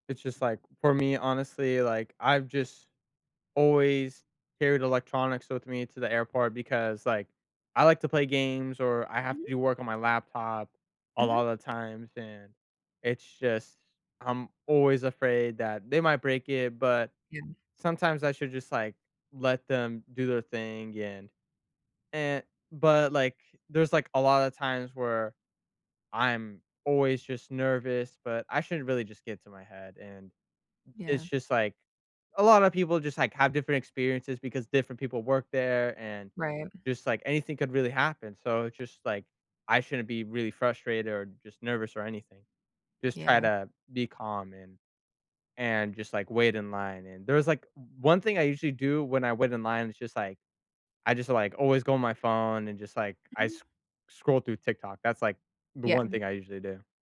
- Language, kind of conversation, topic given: English, unstructured, What frustrates you most about airport security lines?
- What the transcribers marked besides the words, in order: other background noise; tapping